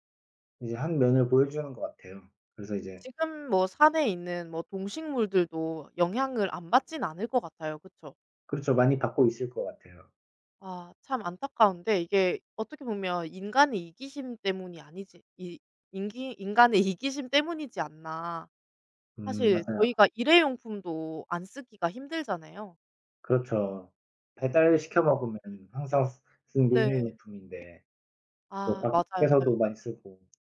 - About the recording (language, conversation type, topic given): Korean, unstructured, 환경 문제를 계속 무시한다면 우리의 미래는 어떻게 될까요?
- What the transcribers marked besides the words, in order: laughing while speaking: "인간의"; unintelligible speech; other background noise